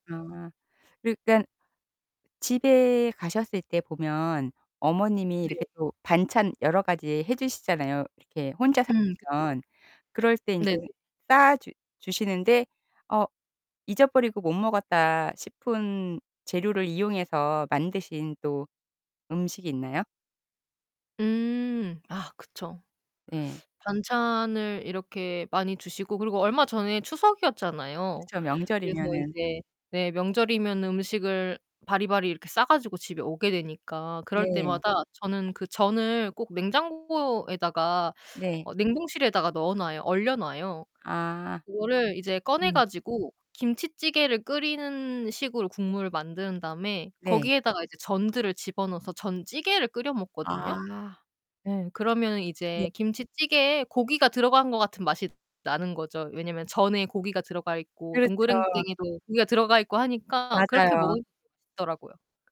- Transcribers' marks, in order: tapping; distorted speech; other background noise; unintelligible speech
- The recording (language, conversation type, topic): Korean, podcast, 냉장고 속 재료로 뚝딱 만들 수 있는 간단한 요리 레시피를 추천해 주실래요?